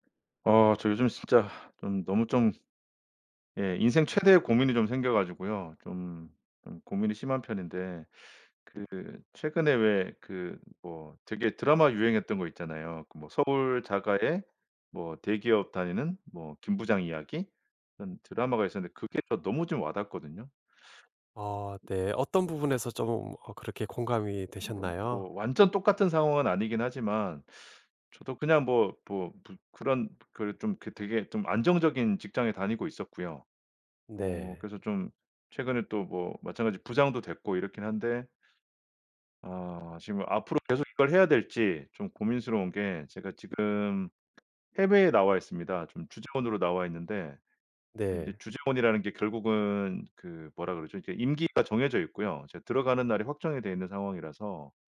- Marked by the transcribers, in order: other background noise; tapping
- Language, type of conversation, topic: Korean, advice, 안정된 직장을 계속 다닐지, 꿈을 좇아 도전할지 어떻게 결정해야 할까요?